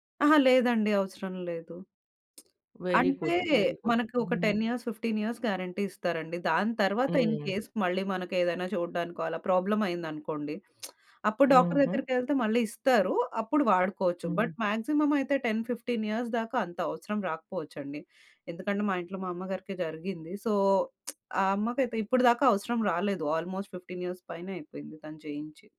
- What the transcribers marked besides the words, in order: lip smack; in English: "టెన్ ఇయర్స్, ఫిఫ్టీన్ ఇయర్స్ గ్యారంటీ"; in English: "వెరీ గుడ్! వెరీ గుడ్!"; in English: "ఇన్ కేస్"; in English: "ప్రాబ్లమ్"; lip smack; in English: "బట్"; in English: "టెన్ ఫిఫ్టీన్ ఇయర్స్"; in English: "సో"; lip smack; in English: "ఆల్మోస్ట్ ఫిఫ్టీన్ ఇయర్స్"
- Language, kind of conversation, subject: Telugu, podcast, నిద్ర సరిగా లేకపోతే ఒత్తిడిని ఎలా అదుపులో ఉంచుకోవాలి?